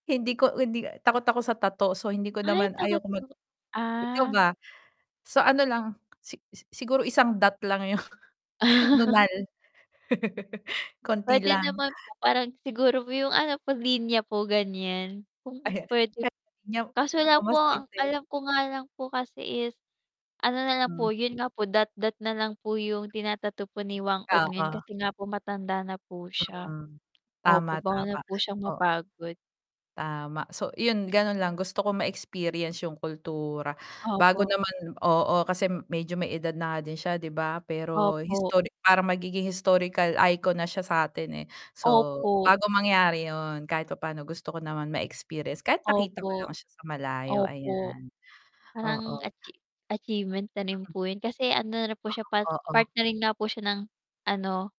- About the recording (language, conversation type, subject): Filipino, unstructured, Ano ang unang lugar na gusto mong bisitahin sa Pilipinas?
- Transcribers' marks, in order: other background noise; distorted speech; tapping; chuckle; laugh; static; unintelligible speech; wind